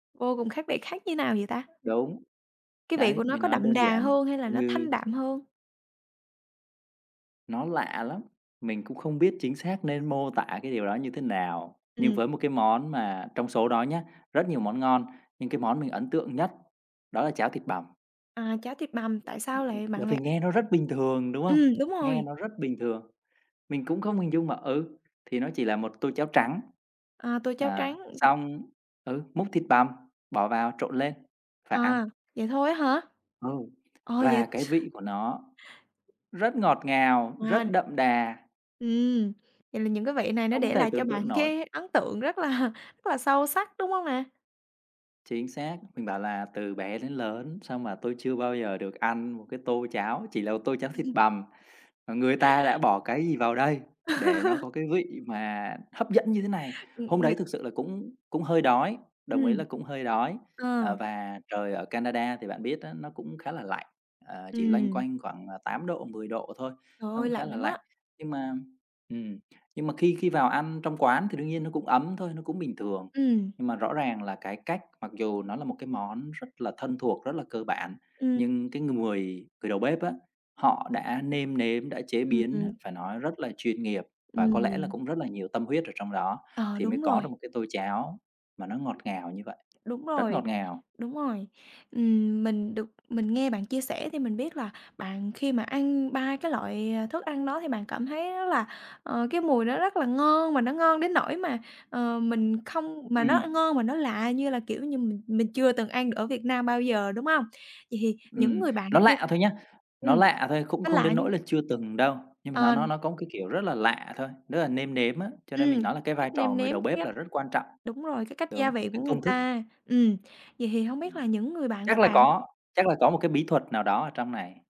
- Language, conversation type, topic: Vietnamese, podcast, Bạn có thể kể về một kỷ niệm ẩm thực đáng nhớ của bạn không?
- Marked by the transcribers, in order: other background noise; other noise; tapping; laughing while speaking: "là"; chuckle; chuckle